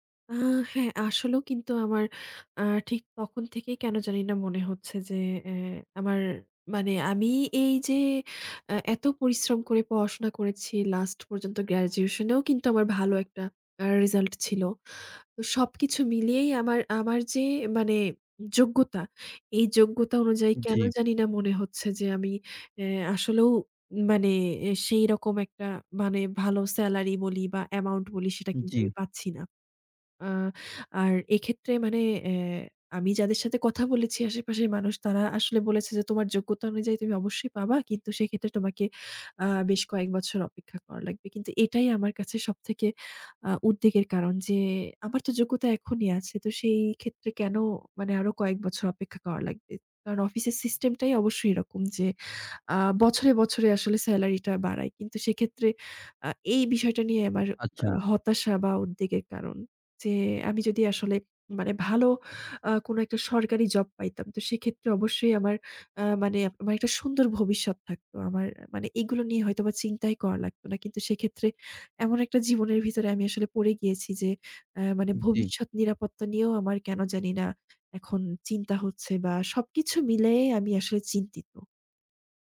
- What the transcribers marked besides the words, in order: other background noise
- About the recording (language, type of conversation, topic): Bengali, advice, কাজ করলেও কেন আপনার জীবন অর্থহীন মনে হয়?